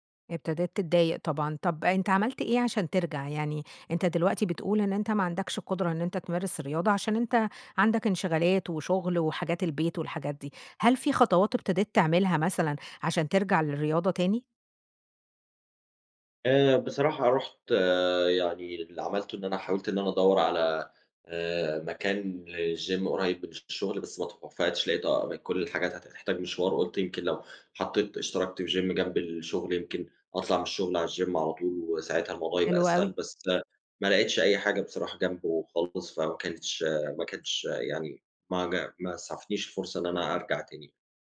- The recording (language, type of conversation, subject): Arabic, advice, إزاي أقدر ألتزم بالتمرين بشكل منتظم رغم إنّي مشغول؟
- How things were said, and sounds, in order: in English: "للgym"; in English: "الgym"; in English: "الgym"